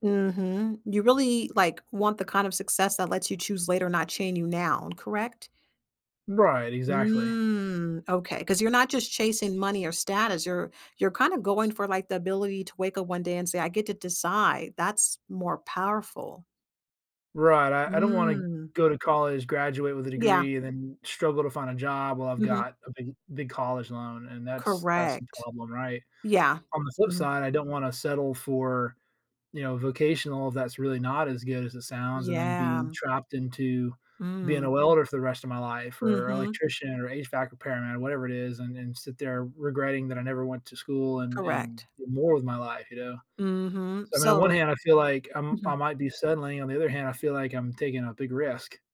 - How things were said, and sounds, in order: tapping; drawn out: "Mm"
- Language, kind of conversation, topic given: English, advice, How do I decide which goals to prioritize?